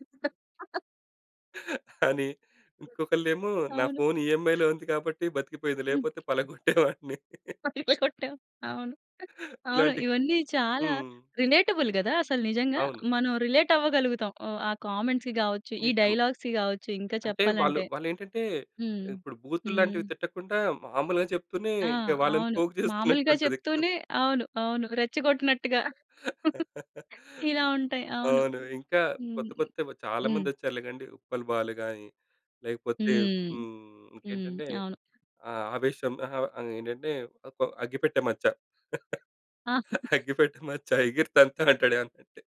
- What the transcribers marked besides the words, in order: chuckle; in English: "ఈ‌ఏం‌ఐ‌లో"; other background noise; tapping; laughing while speaking: "పలగ్గొట్టేవాడ్ని"; laughing while speaking: "కొట్టి పై కొట్టావు"; in English: "రిలేటబుల్"; in English: "రిలేట్"; in English: "కామెంట్స్‌కి"; in English: "డైలాగ్స్‌కి"; laughing while speaking: "వాళ్ళని పోక్ చేస్తున్నట్టుంటది"; in English: "పోక్"; laugh; chuckle; laughing while speaking: "అగ్గిపెట్ట మచ్చ ఎగిరి‌తంతనంటాడు ఏమన్నఅంటే"
- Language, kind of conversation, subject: Telugu, podcast, సినిమాలోని ఏదైనా డైలాగ్ మీ జీవితాన్ని మార్చిందా? దాని గురించి చెప్పగలరా?